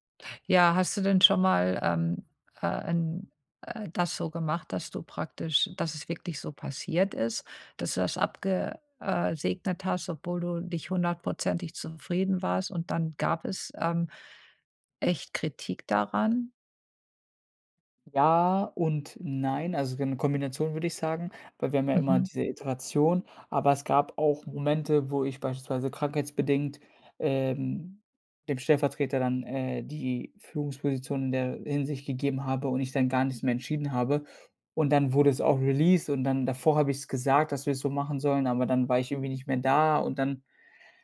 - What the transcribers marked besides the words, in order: none
- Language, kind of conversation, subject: German, advice, Wie blockiert mich Perfektionismus bei der Arbeit und warum verzögere ich dadurch Abgaben?